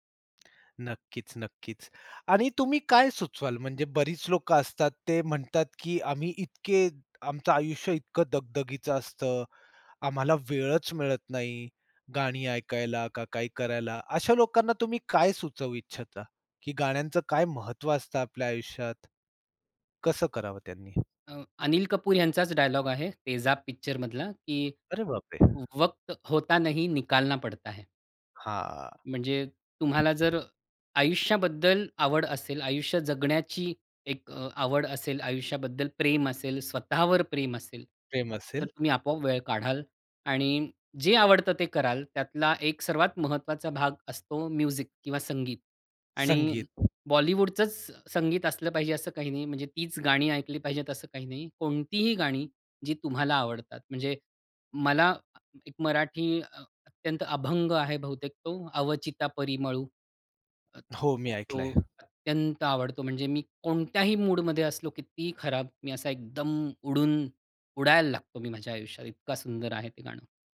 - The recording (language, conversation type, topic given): Marathi, podcast, तुझ्या आयुष्यातल्या प्रत्येक दशकाचं प्रतिनिधित्व करणारे एक-एक गाणं निवडायचं झालं, तर तू कोणती गाणी निवडशील?
- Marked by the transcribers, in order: tapping; surprised: "अरे बाप रे!"; in Hindi: "वक्त होता नही, निकालना पडता आहे"; drawn out: "हां"; other background noise; in English: "म्युझिक"